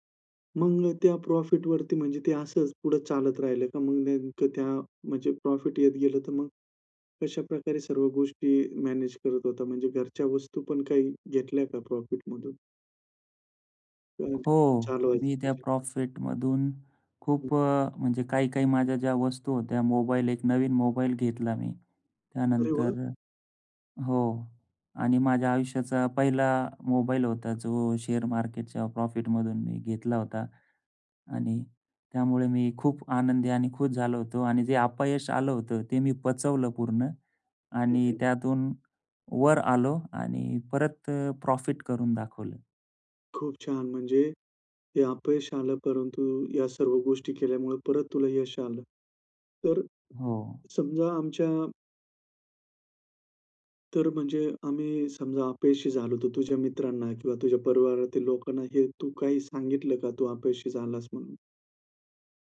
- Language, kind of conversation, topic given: Marathi, podcast, कामात अपयश आलं तर तुम्ही काय शिकता?
- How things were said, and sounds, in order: other noise; other background noise; in English: "शेअर"